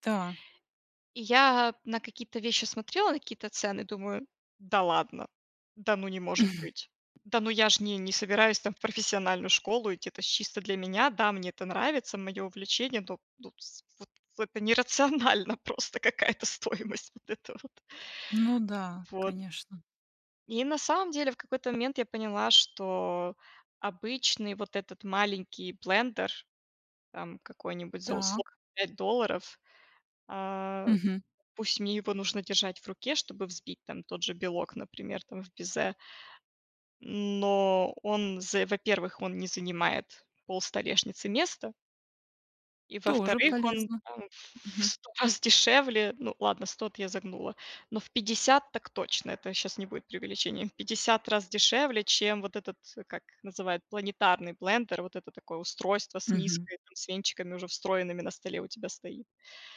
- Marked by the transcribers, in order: surprised: "да ладно! Да ну, не может быть"; chuckle; tapping; laughing while speaking: "нерационально просто, какая-то стоимость вот эта вот"
- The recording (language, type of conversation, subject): Russian, podcast, Как бюджетно снова начать заниматься забытым увлечением?